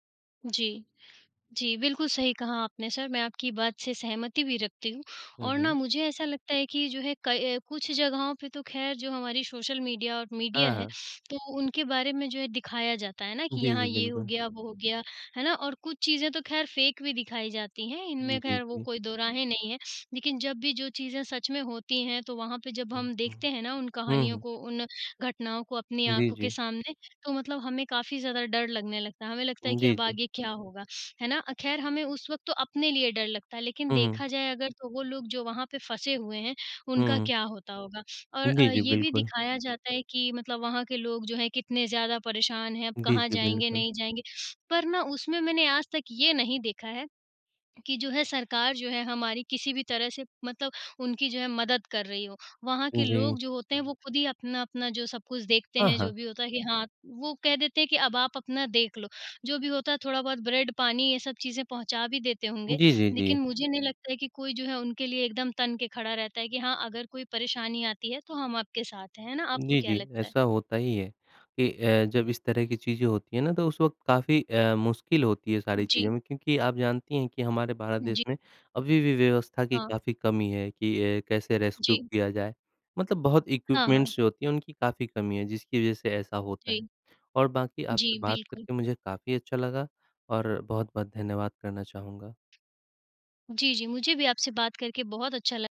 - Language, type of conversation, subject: Hindi, unstructured, प्राकृतिक आपदाओं में फंसे लोगों की कहानियाँ आपको कैसे प्रभावित करती हैं?
- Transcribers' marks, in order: in English: "फेक"; tapping; in English: "रेस्क्यू"; in English: "इक्विपमेंट्स"